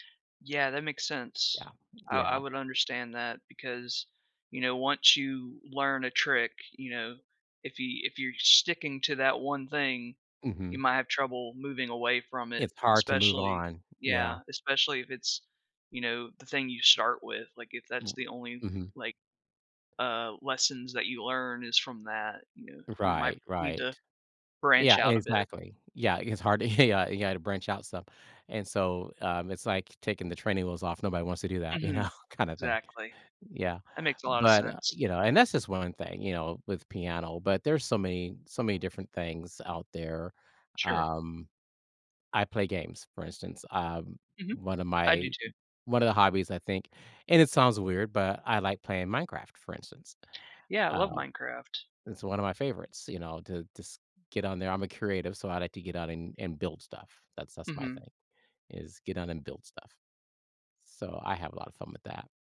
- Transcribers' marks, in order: unintelligible speech; laughing while speaking: "yeah, ya"; laughing while speaking: "you know"; tapping
- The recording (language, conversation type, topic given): English, unstructured, How do your hobbies contribute to your overall happiness and well-being?